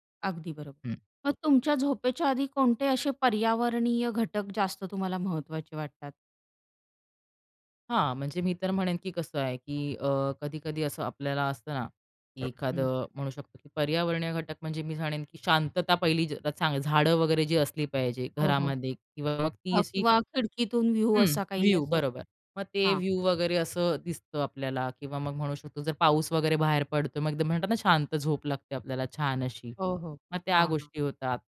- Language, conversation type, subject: Marathi, podcast, झोपेची जागा अधिक आरामदायी कशी बनवता?
- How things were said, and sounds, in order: other background noise